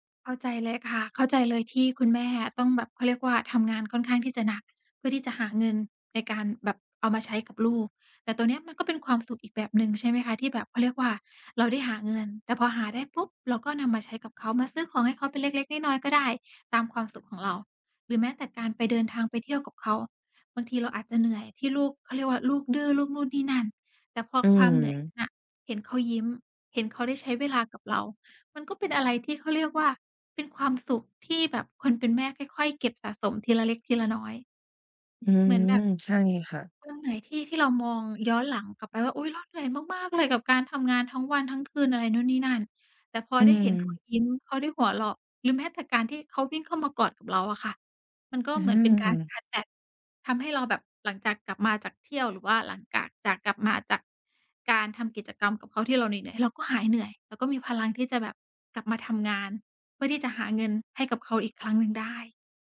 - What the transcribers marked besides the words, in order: none
- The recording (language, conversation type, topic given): Thai, advice, ฉันจะปรับทัศนคติเรื่องการใช้เงินให้ดีขึ้นได้อย่างไร?